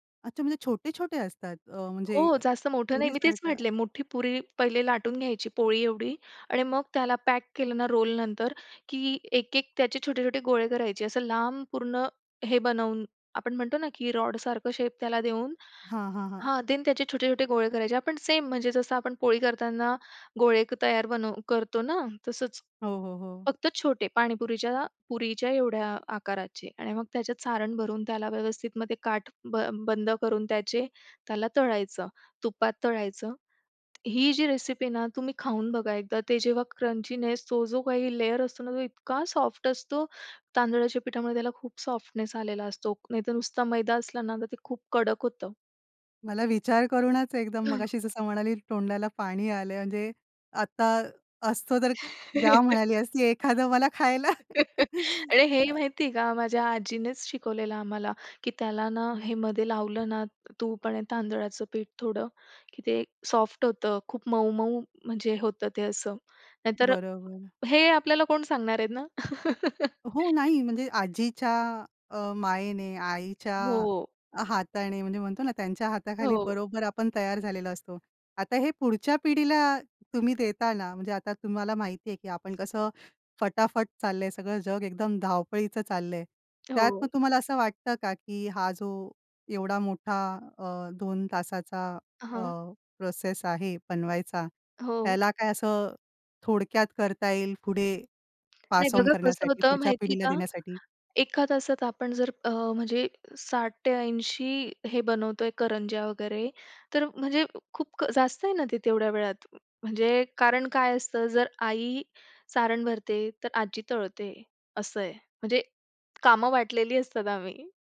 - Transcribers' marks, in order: other background noise; in English: "रॉड"; in English: "देन"; in English: "सेम"; tapping; in English: "क्रंचीनेस"; in English: "लेयर"; in English: "सॉफ्ट"; in English: "सॉफ्टनेस"; laugh; laugh; chuckle; in English: "सॉफ्ट"; laugh; in English: "पास ऑन"
- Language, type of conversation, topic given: Marathi, podcast, तुम्ही वारसा म्हणून पुढच्या पिढीस कोणती पारंपरिक पाककृती देत आहात?